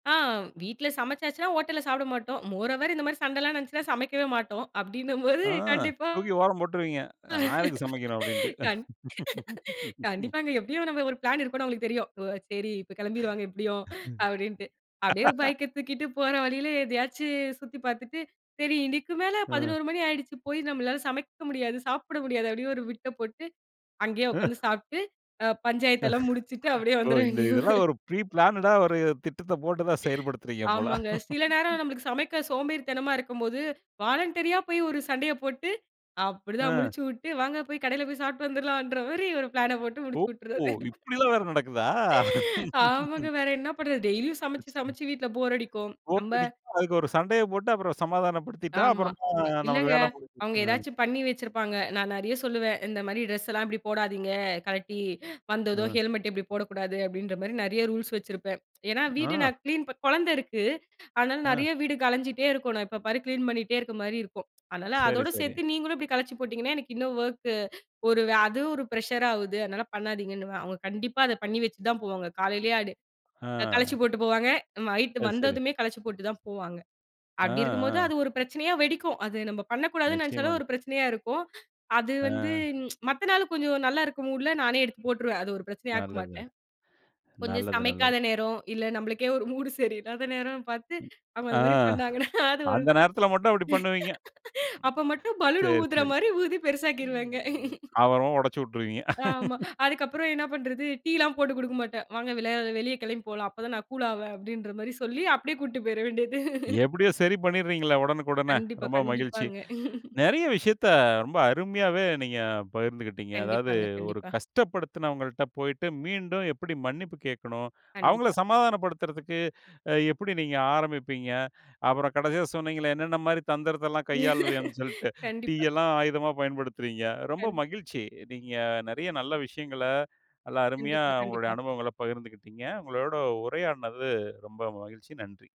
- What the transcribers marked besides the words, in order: in English: "மோரோவெர்"; laughing while speaking: "கண்டிப்பா கண் கண்டிப்பாங்க, எப்டியும் நம்ம ஒரு பிளான் இருக்குனு அவுங்களுக்கு தெரியும்"; chuckle; in English: "பிளான்"; laugh; other background noise; chuckle; scoff; in English: "ப்ரி பிளான்டா"; laughing while speaking: "அப்டியே வந்துர வேண்டியது"; chuckle; in English: "வாலண்டறியா"; in English: "பிளான்ன"; surprised: "ஓ!"; chuckle; laughing while speaking: "ஆமாங்க, வேற என்ன பண்றது"; chuckle; in English: "டெய்லியும்"; in English: "போர்"; in English: "ரூல்ஸ்"; in English: "கிளீன்"; in English: "கிளீன்"; in English: "வொர்க்"; in English: "பிரஷர்"; in English: "நைட்"; tsk; in English: "மூட்ல"; laughing while speaking: "நம்மளுக்கே ஒரு மூட் சரியில்லாத நேரம் … மாரி ஊதி பெருசாக்கிருவேங்க"; in English: "மூட்"; chuckle; other noise; chuckle; in English: "கூல்"; chuckle; chuckle; chuckle
- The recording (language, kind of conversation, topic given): Tamil, podcast, நீங்கள் ஒருவரைக் கஷ்டப்படுத்திவிட்டால் அவரிடம் மன்னிப்பு கேட்பதை எப்படி தொடங்குவீர்கள்?